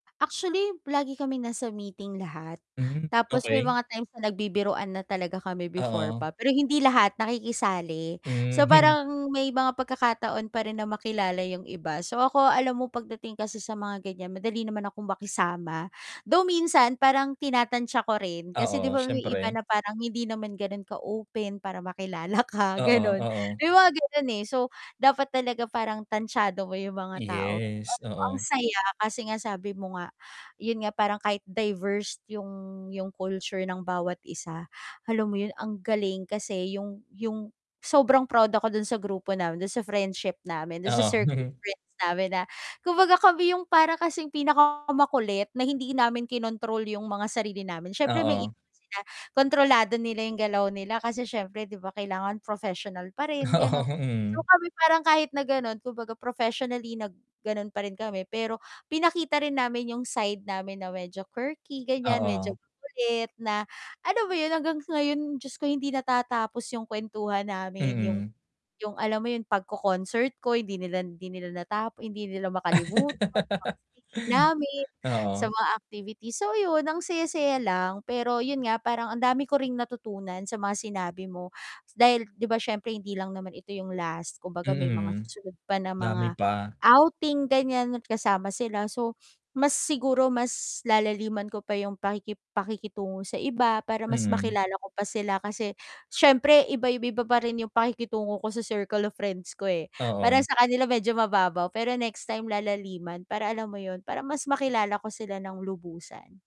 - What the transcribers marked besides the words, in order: static; tapping; distorted speech; chuckle; laughing while speaking: "Oo"; in English: "quirky"; laugh; other background noise
- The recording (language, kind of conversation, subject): Filipino, advice, Paano ko mapapalago ang empatiya sa mga taong mula sa iba’t ibang kultura?